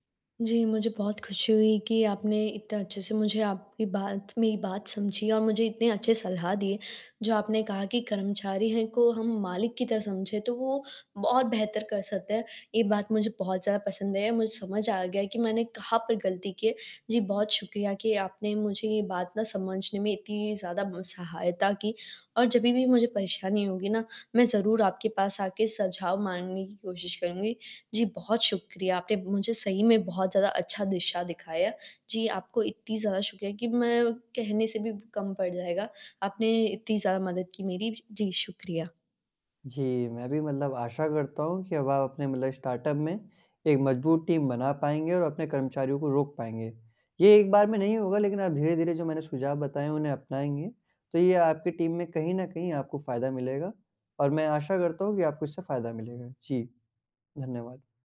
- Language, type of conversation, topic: Hindi, advice, स्टार्टअप में मजबूत टीम कैसे बनाऊँ और कर्मचारियों को लंबे समय तक कैसे बनाए रखूँ?
- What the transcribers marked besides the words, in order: tapping; "सुझाव" said as "सझाव"; in English: "स्टार्टअप"; in English: "टीम"; in English: "टीम"